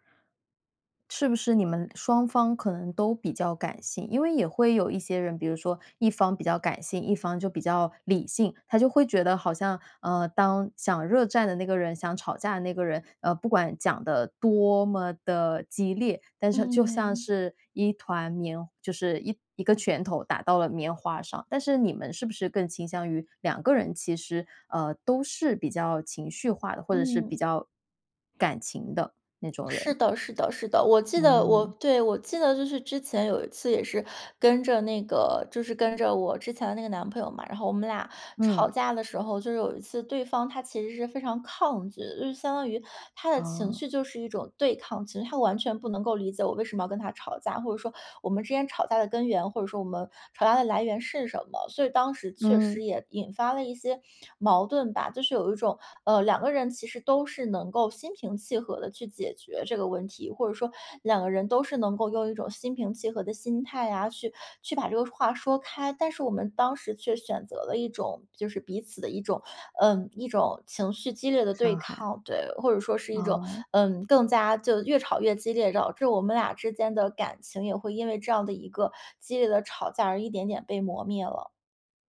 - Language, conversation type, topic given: Chinese, podcast, 在亲密关系里你怎么表达不满？
- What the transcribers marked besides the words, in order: other background noise